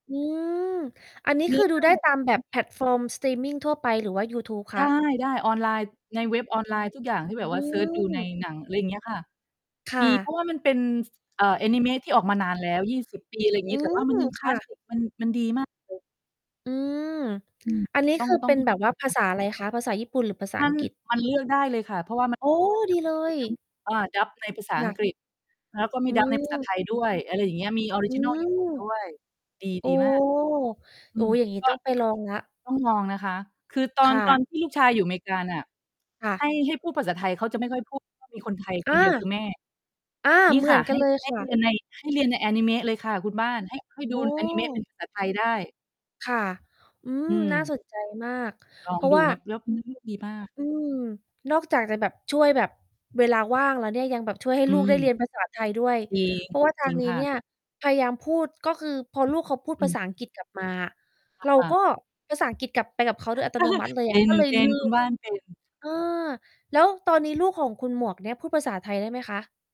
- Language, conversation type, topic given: Thai, unstructured, การดูหนังร่วมกับครอบครัวมีความหมายอย่างไรสำหรับคุณ?
- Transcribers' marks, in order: distorted speech; static; unintelligible speech; tapping; unintelligible speech; in English: "dub"; other background noise; in English: "dub"; mechanical hum; chuckle